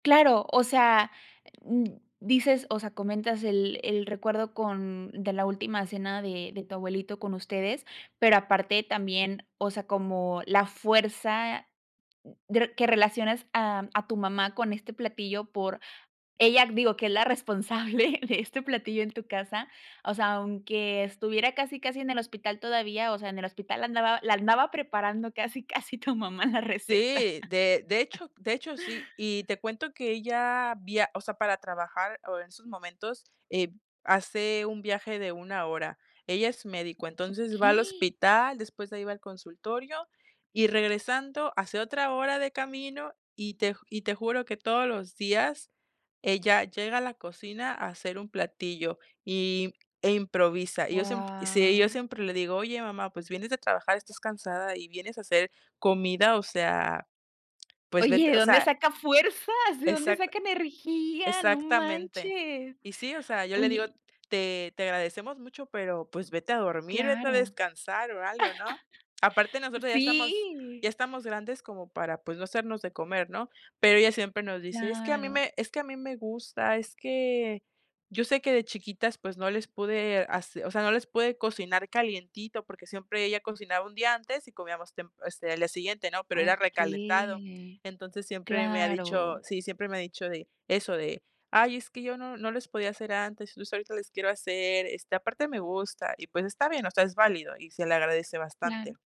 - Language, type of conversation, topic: Spanish, podcast, ¿Qué plato cuenta mejor la historia de tu familia?
- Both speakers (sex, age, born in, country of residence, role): female, 20-24, Mexico, Mexico, guest; female, 25-29, Mexico, Mexico, host
- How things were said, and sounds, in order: other noise; tapping; other background noise; laughing while speaking: "responsable"; laughing while speaking: "casi, casi tu mamá, la receta"; chuckle